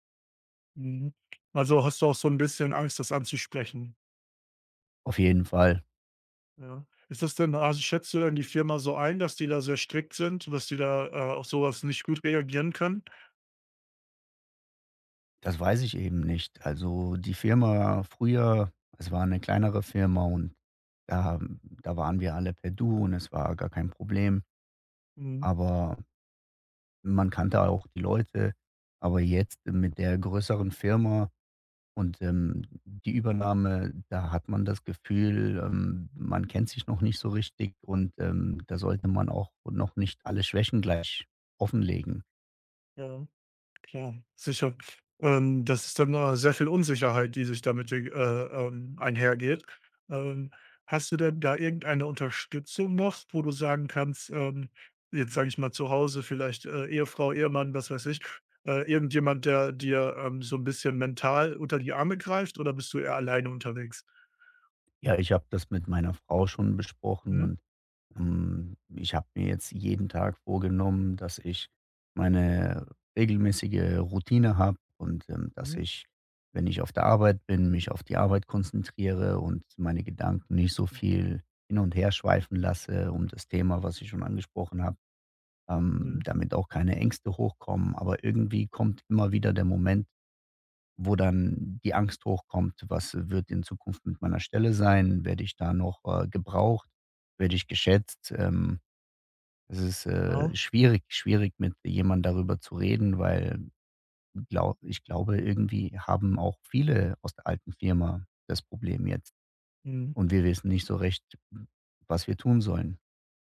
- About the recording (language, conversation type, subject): German, advice, Wie kann ich mit Unsicherheit nach Veränderungen bei der Arbeit umgehen?
- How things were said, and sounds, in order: other background noise; tapping